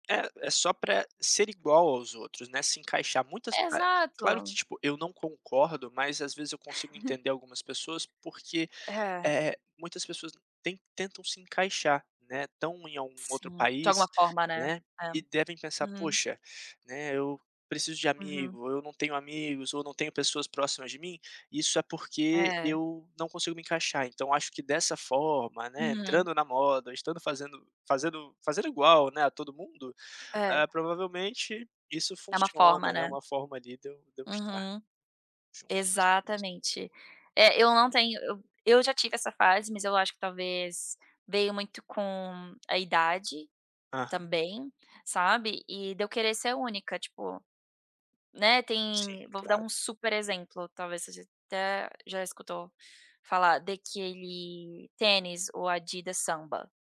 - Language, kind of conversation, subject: Portuguese, podcast, Já teve alguma peça de roupa que transformou a sua autoestima?
- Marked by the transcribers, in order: laugh; tapping